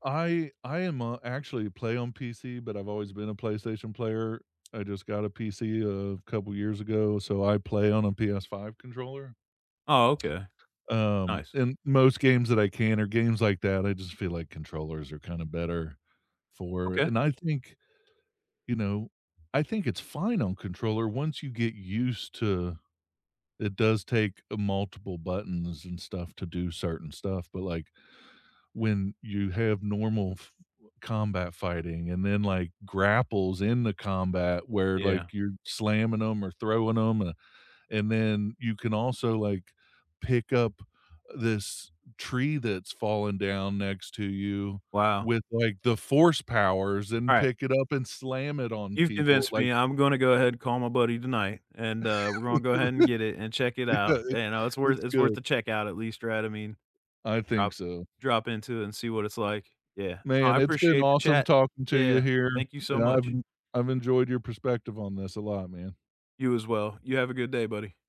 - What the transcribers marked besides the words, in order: tapping; laugh; laughing while speaking: "I know it's"
- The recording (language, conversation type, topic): English, unstructured, On game night, do you prefer board games, card games, or video games, and why?
- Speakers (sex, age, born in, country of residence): male, 40-44, United States, United States; male, 40-44, United States, United States